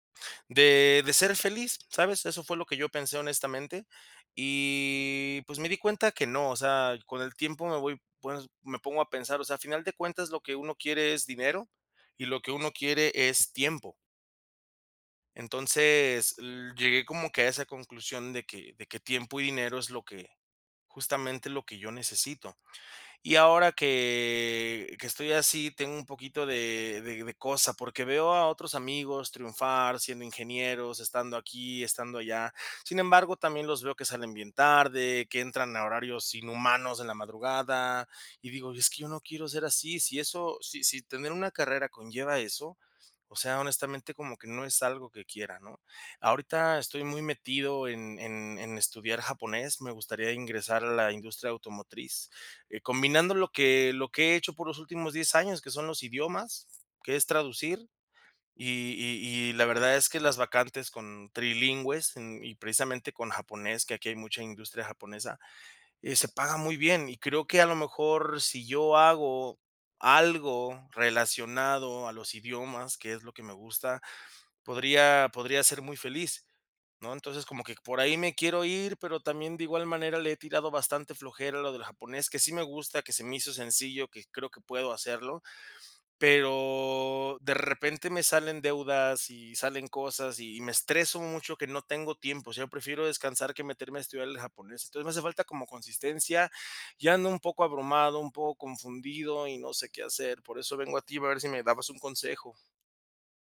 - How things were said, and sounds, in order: drawn out: "que"; drawn out: "pero"
- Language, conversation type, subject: Spanish, advice, ¿Cómo puedo aclarar mis metas profesionales y saber por dónde empezar?